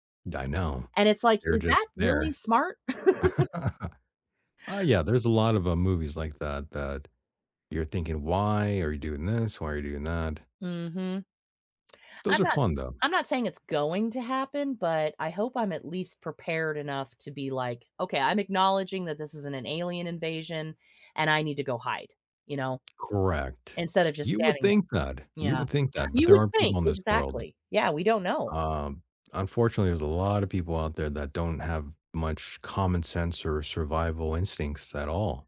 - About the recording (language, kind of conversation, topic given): English, unstructured, How can you make time for creative play without feeling guilty?
- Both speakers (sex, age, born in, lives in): female, 45-49, United States, United States; male, 40-44, United States, United States
- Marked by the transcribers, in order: laugh; chuckle